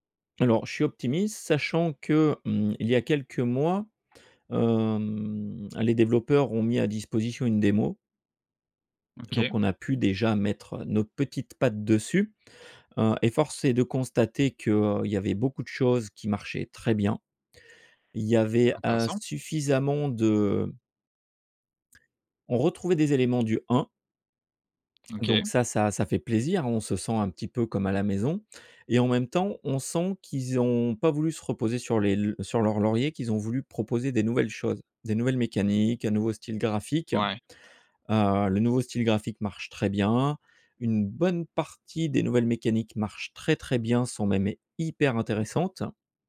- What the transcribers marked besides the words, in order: other background noise; stressed: "hyper"
- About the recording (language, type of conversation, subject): French, podcast, Quel rôle jouent les émotions dans ton travail créatif ?
- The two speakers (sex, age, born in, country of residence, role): male, 20-24, France, France, host; male, 45-49, France, France, guest